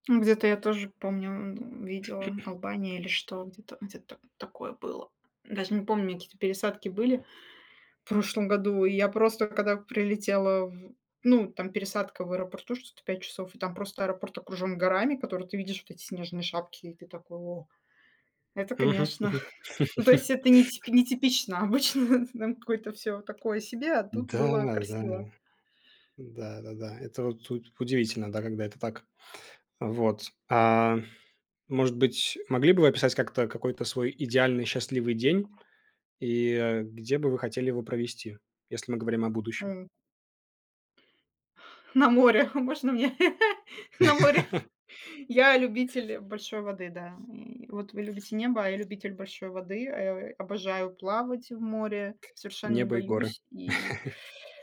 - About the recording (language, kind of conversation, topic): Russian, unstructured, Какие места вызывают у вас чувство счастья?
- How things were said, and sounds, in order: throat clearing; chuckle; laugh; tapping; other background noise; laughing while speaking: "мне на море?"; laugh; chuckle